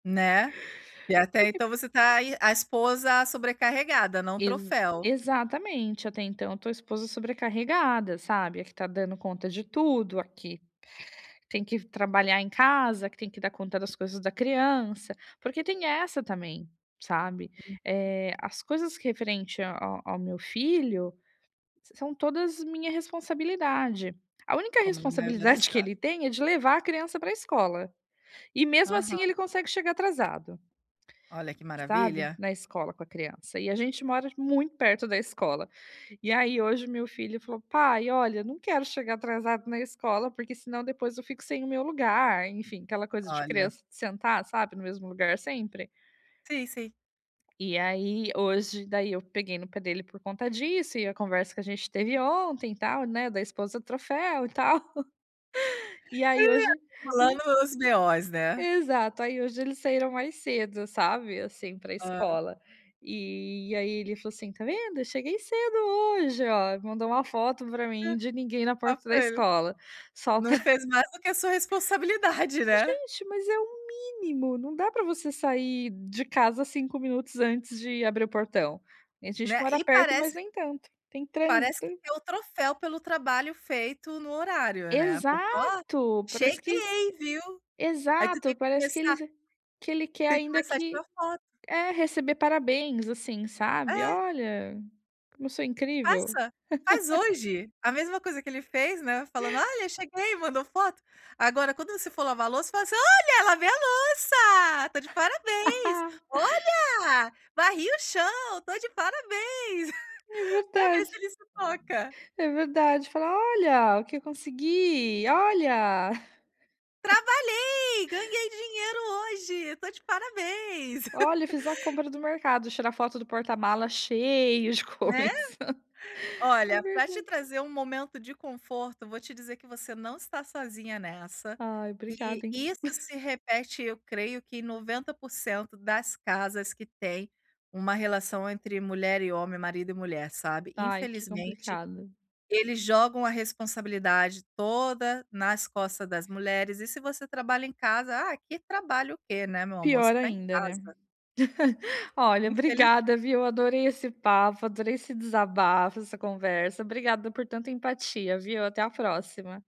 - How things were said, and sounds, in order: unintelligible speech; tapping; chuckle; other background noise; laughing while speaking: "pra"; laugh; chuckle; put-on voice: "Olha, lavei a louça, tô … tô de parabéns"; chuckle; chuckle; put-on voice: "Trabalhei, ganhei dinheiro hoje, tô de parabéns"; laugh; drawn out: "cheio"; laughing while speaking: "de coisa"; chuckle; laugh
- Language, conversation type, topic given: Portuguese, advice, Como posso delegar tarefas sem perder o controle do trabalho?